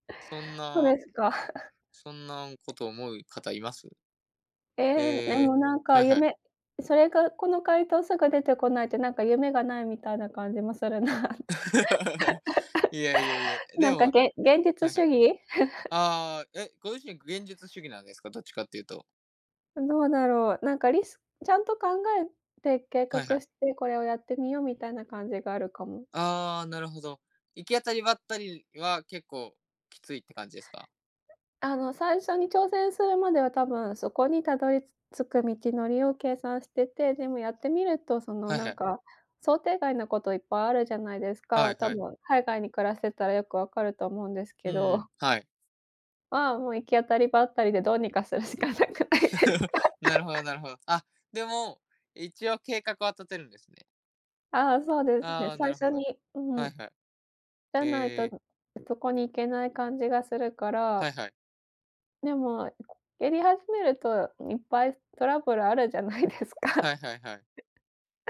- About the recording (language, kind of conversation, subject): Japanese, unstructured, 将来、挑戦してみたいことはありますか？
- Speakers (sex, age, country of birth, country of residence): female, 30-34, Japan, Japan; male, 20-24, Japan, Japan
- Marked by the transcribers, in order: chuckle; tapping; laugh; laughing while speaking: "するなって"; laugh; chuckle; other background noise; laughing while speaking: "するしかなくないですか"; chuckle; giggle; swallow; laughing while speaking: "ないですか"; chuckle